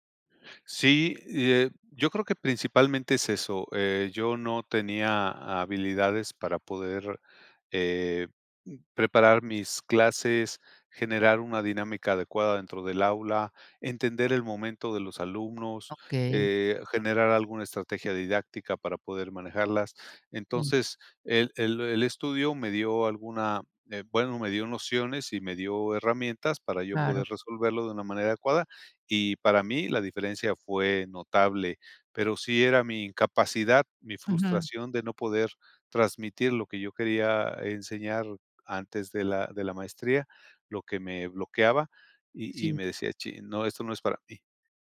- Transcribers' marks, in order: none
- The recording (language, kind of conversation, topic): Spanish, podcast, ¿Cuál ha sido una decisión que cambió tu vida?